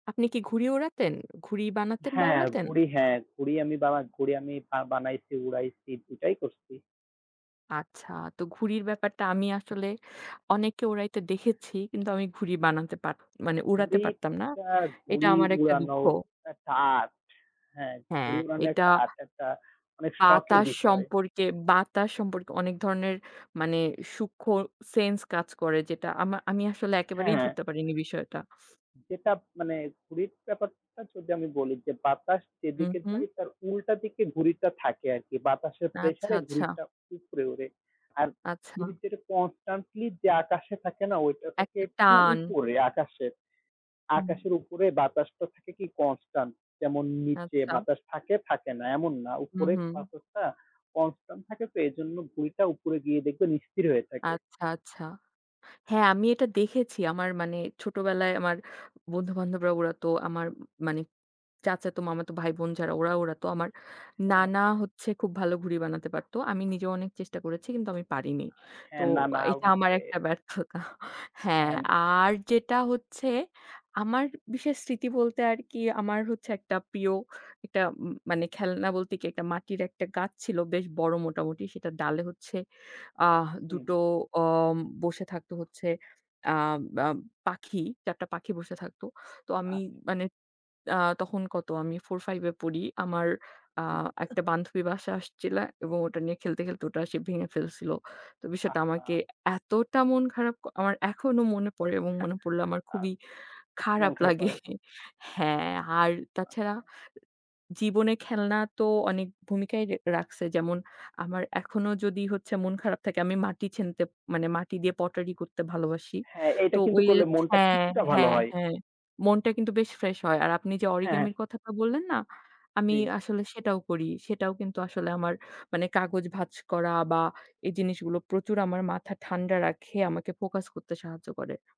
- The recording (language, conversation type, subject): Bengali, unstructured, ছোটবেলায় আপনার সবচেয়ে প্রিয় খেলনাটি কোনটি ছিল?
- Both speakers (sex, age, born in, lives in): female, 25-29, Bangladesh, Bangladesh; male, 20-24, Bangladesh, Bangladesh
- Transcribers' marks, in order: tapping; snort; other background noise; laughing while speaking: "ব্যর্থতা"; "আসছিলো" said as "আসছিলা"; chuckle; chuckle